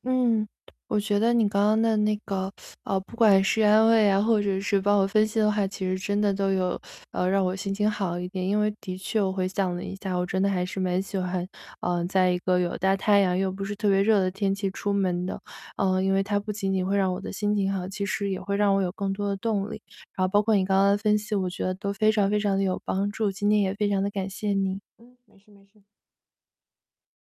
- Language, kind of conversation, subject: Chinese, advice, 为什么我休息了还是很累，是疲劳还是倦怠？
- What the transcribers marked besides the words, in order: tapping